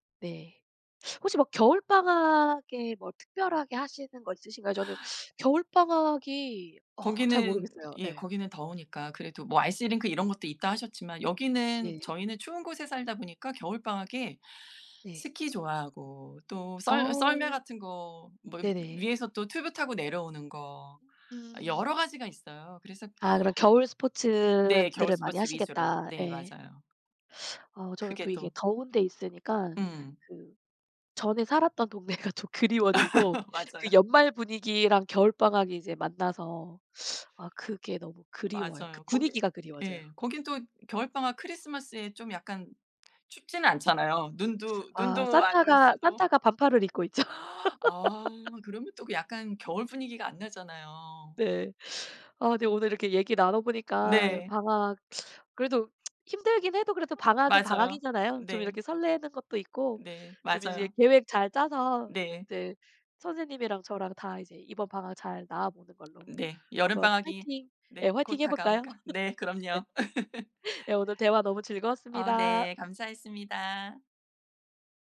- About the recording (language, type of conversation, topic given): Korean, unstructured, 여름 방학과 겨울 방학 중 어느 방학이 더 기다려지시나요?
- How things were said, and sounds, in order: laughing while speaking: "동네가 좀 그리워지고"; tapping; laugh; laughing while speaking: "맞아요"; gasp; laughing while speaking: "있죠"; laugh; tsk; other background noise; laugh